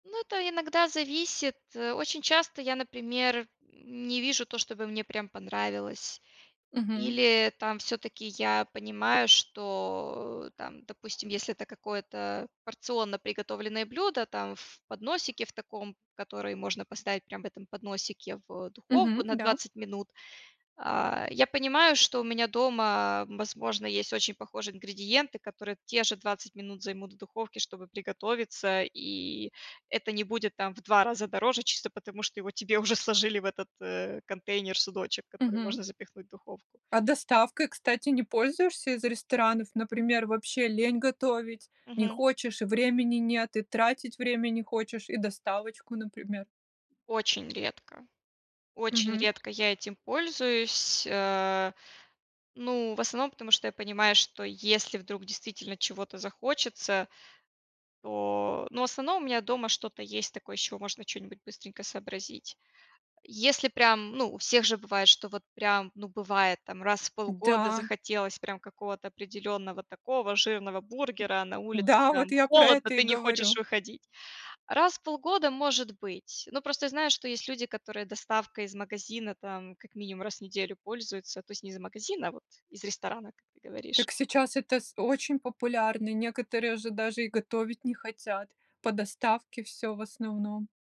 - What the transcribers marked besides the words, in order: other background noise; laughing while speaking: "уже сложили"; tapping; background speech; other noise
- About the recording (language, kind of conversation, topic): Russian, podcast, Какие у тебя есть лайфхаки для быстрой готовки?